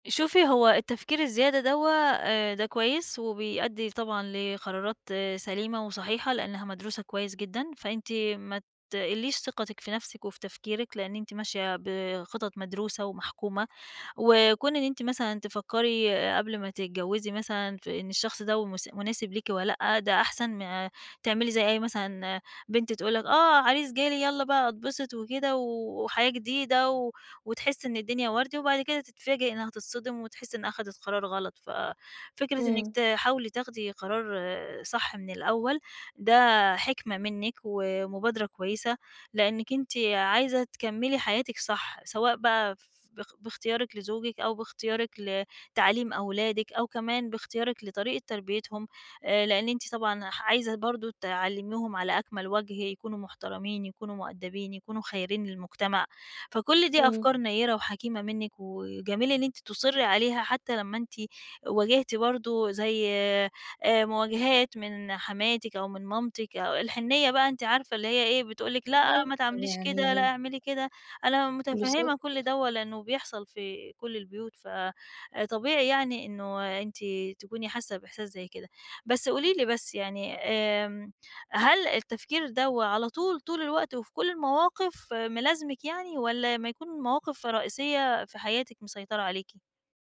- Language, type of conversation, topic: Arabic, advice, إمتى بتحس إنك بتفرط في التفكير بعد ما تاخد قرار مهم؟
- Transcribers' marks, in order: put-on voice: "لأ ما تعمليش كده"; unintelligible speech